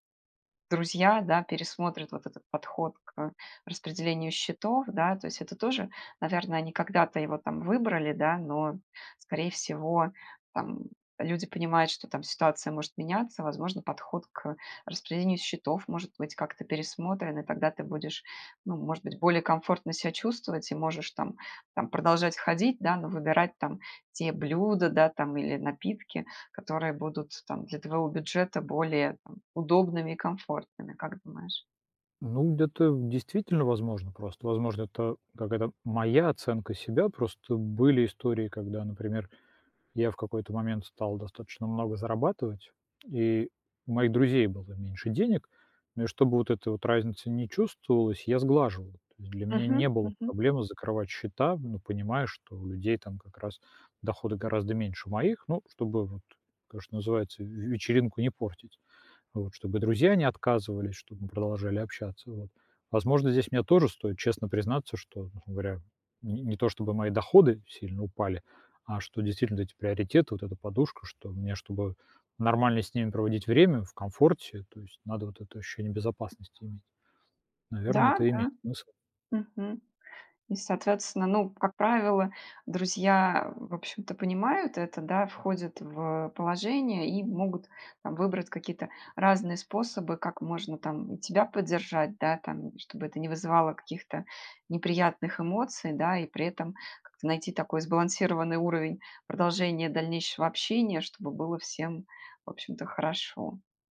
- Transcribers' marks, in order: tapping
- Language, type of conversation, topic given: Russian, advice, Как справляться с неловкостью из-за разницы в доходах среди знакомых?